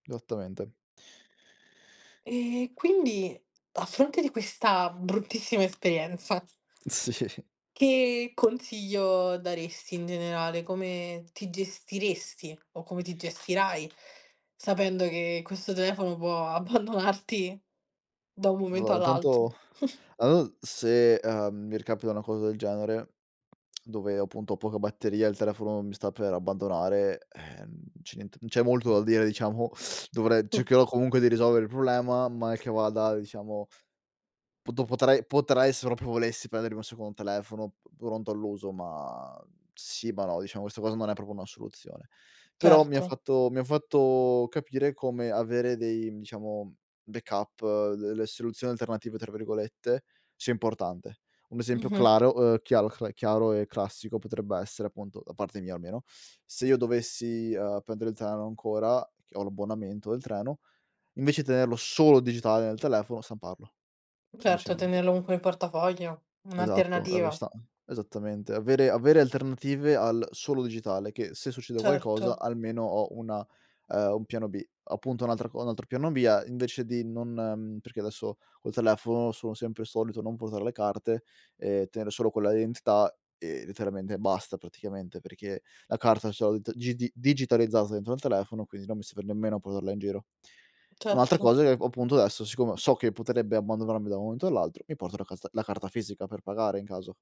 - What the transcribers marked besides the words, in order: "Esattamente" said as "sattamente"; tapping; laughing while speaking: "Si"; "consiglio" said as "contiglio"; other background noise; laughing while speaking: "abbandonarti"; "Allora" said as "lora"; chuckle; lip smack; "proprio" said as "propio"; "proprio" said as "propo"; in English: "backup"; in Spanish: "claro"; stressed: "solo"; unintelligible speech; "abbandonarmi" said as "abbandronarmi"
- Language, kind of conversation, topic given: Italian, podcast, Come ti adatti quando uno strumento digitale smette di funzionare?